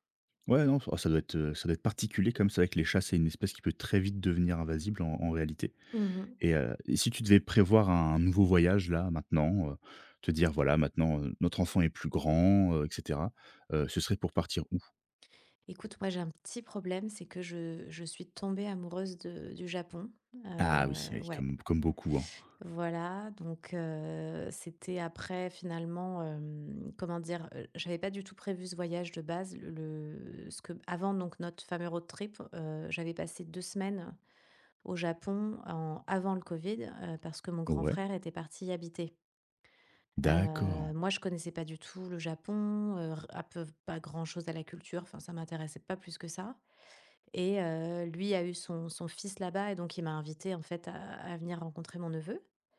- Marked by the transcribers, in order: "invasive" said as "invasible"; tapping
- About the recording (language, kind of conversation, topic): French, podcast, Peux-tu me raconter une rencontre inattendue avec un animal sauvage ?